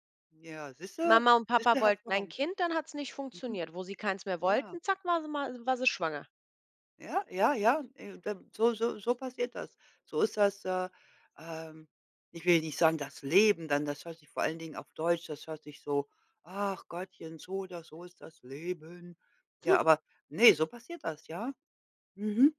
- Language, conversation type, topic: German, unstructured, Was macht eine gute Überzeugung aus?
- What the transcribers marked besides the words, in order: snort